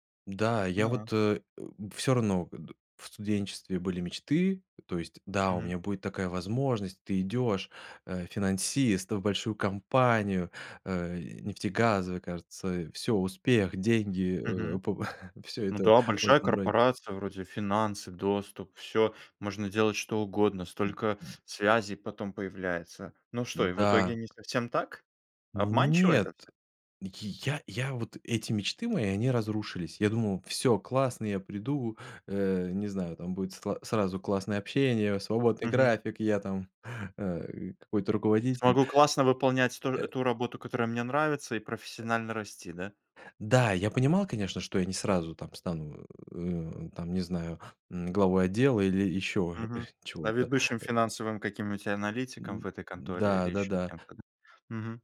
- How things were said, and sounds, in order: grunt; chuckle; other noise; tapping; other background noise; chuckle
- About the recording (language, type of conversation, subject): Russian, podcast, Как перестать бояться начинать всё заново?